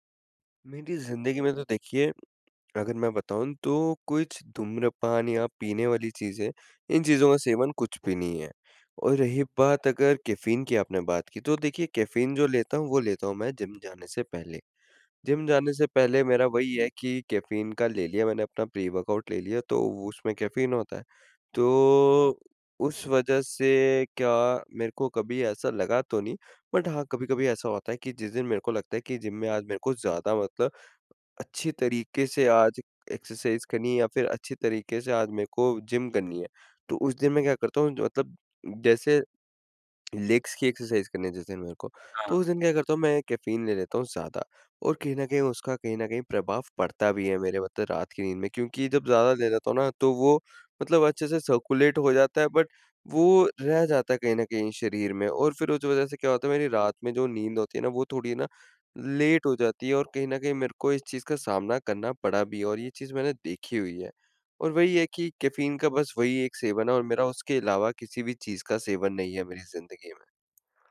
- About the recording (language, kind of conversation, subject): Hindi, advice, स्क्रीन देर तक देखने के बाद नींद न आने की समस्या
- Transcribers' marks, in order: tapping; in English: "प्री-वर्कआउट"; in English: "बट"; in English: "एक्सरसाइज़"; lip smack; in English: "लेग्स"; in English: "एक्सरसाइज़"; in English: "सर्कुलेट"; in English: "बट"; in English: "लेट"